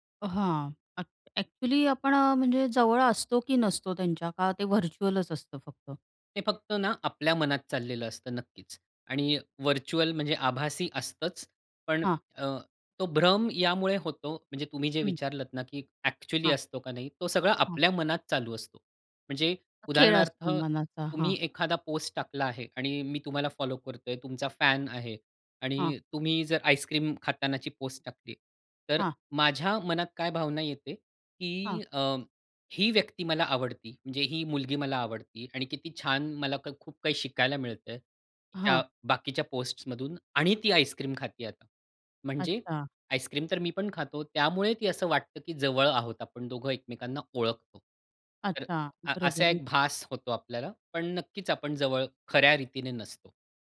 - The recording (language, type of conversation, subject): Marathi, podcast, सोशल मीडियामुळे एकटेपणा कमी होतो की वाढतो, असं तुम्हाला वाटतं का?
- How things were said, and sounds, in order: unintelligible speech; in English: "व्हर्च्युअलच"; tapping; other background noise